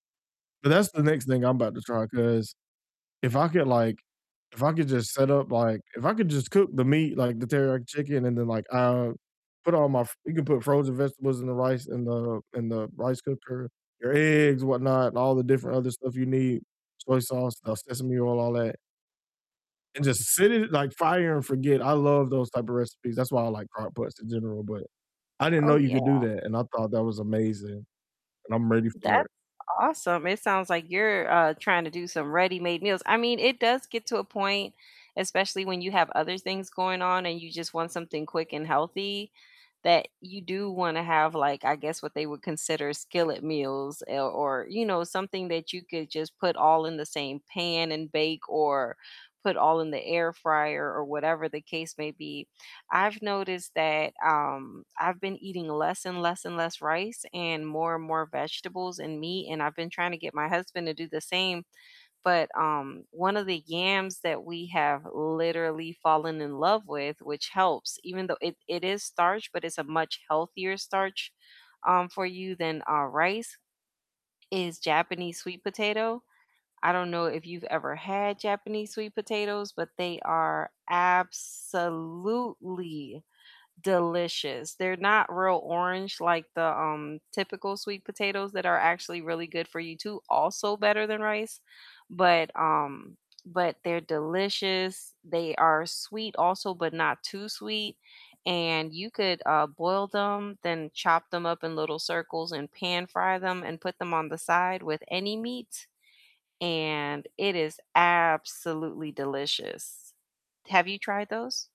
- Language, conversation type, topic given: English, unstructured, What foods feel nourishing and comforting to you, and how do you balance comfort and health?
- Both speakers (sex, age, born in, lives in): female, 40-44, United States, United States; male, 30-34, United States, United States
- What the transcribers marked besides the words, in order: distorted speech; other background noise; stressed: "absolutely"; stressed: "absolutely"